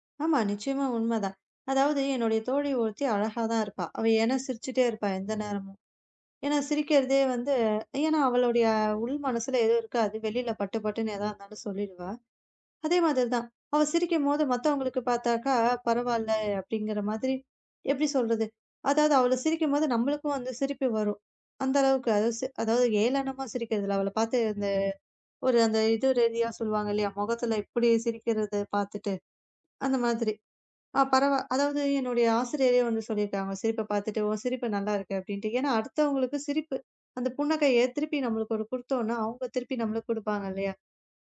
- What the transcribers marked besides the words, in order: none
- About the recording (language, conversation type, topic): Tamil, podcast, சிரித்துக்கொண்டிருக்கும் போது அந்தச் சிரிப்பு உண்மையானதா இல்லையா என்பதை நீங்கள் எப்படி அறிகிறீர்கள்?